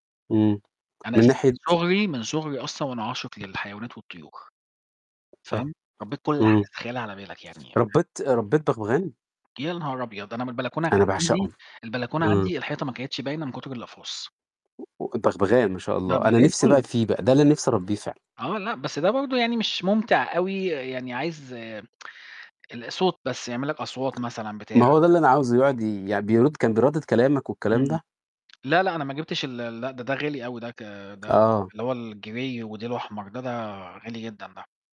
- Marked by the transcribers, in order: static; distorted speech; tsk; tapping; unintelligible speech; in English: "الGrey"
- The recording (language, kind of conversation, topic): Arabic, unstructured, إيه النصيحة اللي تديها لحد عايز يربي حيوان أليف لأول مرة؟